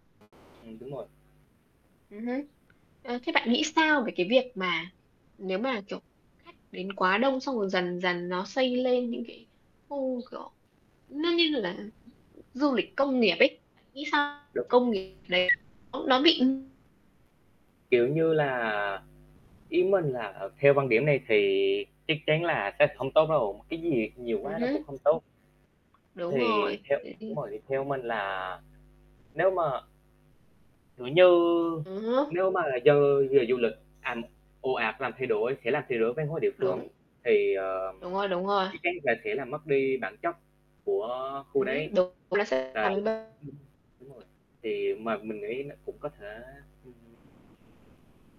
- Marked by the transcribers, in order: other background noise; static; tapping; distorted speech; other noise; unintelligible speech
- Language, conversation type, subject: Vietnamese, unstructured, Bạn nghĩ gì về việc du lịch ồ ạt làm thay đổi văn hóa địa phương?